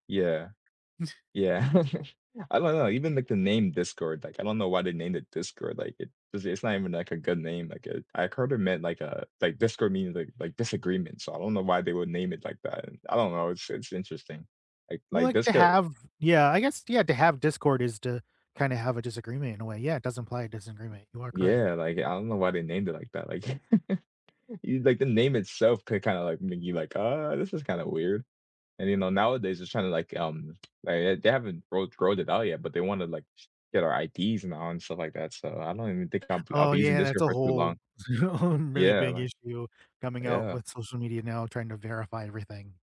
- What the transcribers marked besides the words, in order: chuckle; tapping; chuckle; gasp; chuckle; laughing while speaking: "um"
- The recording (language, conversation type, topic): English, unstructured, Which shows, podcasts, or music are you turning to most these days, and why?
- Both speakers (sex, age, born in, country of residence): male, 20-24, United States, United States; male, 35-39, United States, United States